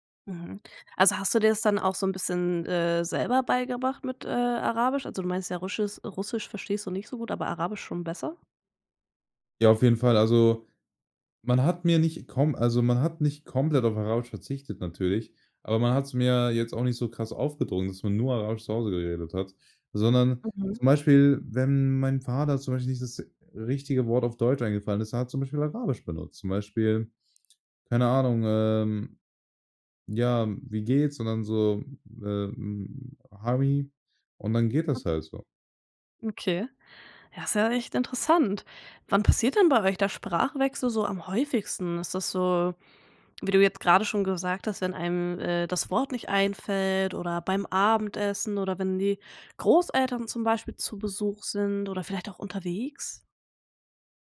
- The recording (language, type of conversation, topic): German, podcast, Wie gehst du mit dem Sprachwechsel in deiner Familie um?
- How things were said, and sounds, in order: unintelligible speech; unintelligible speech